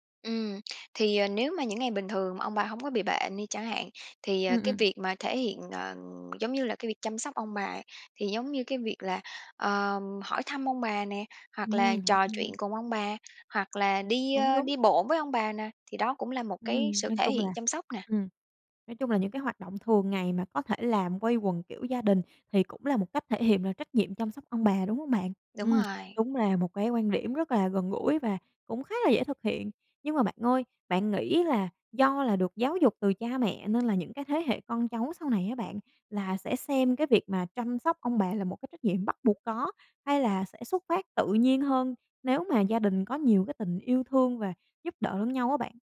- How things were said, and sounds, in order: tapping; other background noise
- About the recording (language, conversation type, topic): Vietnamese, podcast, Bạn thấy trách nhiệm chăm sóc ông bà nên thuộc về thế hệ nào?